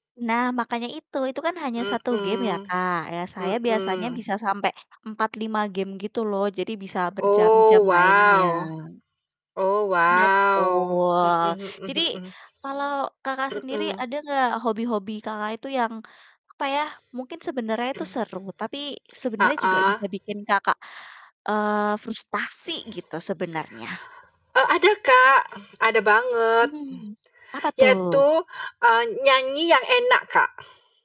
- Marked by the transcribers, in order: drawn out: "Betul"; other background noise; tapping; stressed: "frustasi"
- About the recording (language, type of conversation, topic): Indonesian, unstructured, Mengapa beberapa hobi bisa membuat orang merasa frustrasi?